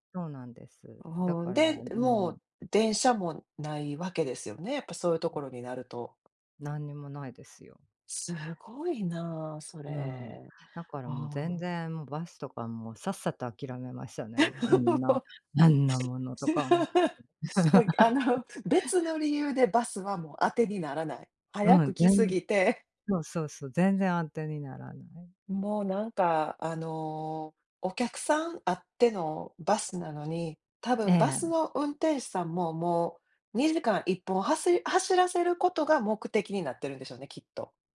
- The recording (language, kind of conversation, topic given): Japanese, unstructured, 電車とバスでは、どちらの移動手段がより便利ですか？
- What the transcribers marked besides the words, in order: tapping; chuckle; chuckle; other background noise